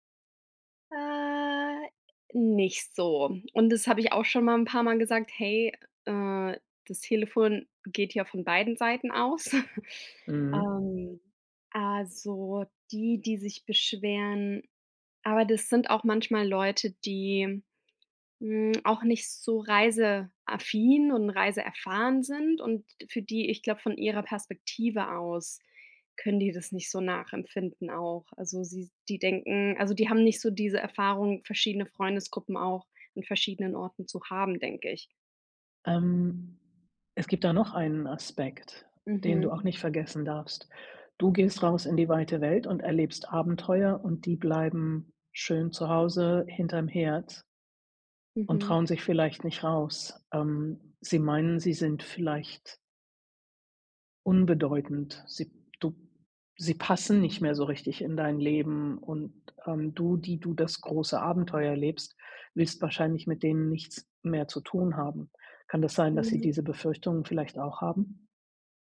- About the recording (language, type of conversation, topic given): German, advice, Wie kann ich mein soziales Netzwerk nach einem Umzug in eine neue Stadt langfristig pflegen?
- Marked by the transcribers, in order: drawn out: "Äh"; chuckle